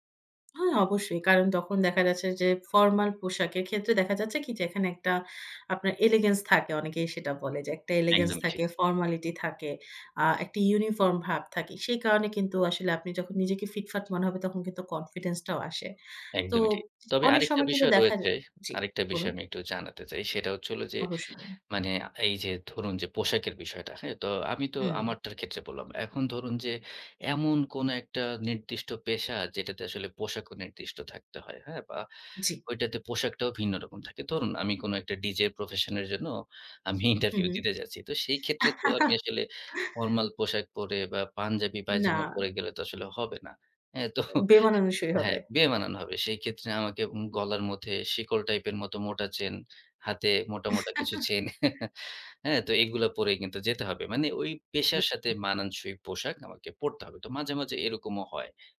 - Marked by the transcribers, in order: in English: "এলিগেন্স"; in English: "এলিগেন্স"; tapping; other background noise; laughing while speaking: "ইন্টারভিউ"; giggle; laughing while speaking: "তো"; chuckle; unintelligible speech
- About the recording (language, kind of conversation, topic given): Bengali, podcast, আত্মবিশ্বাস বাড়াতে আপনি কোন ছোট ছোট স্টাইল কৌশল ব্যবহার করেন?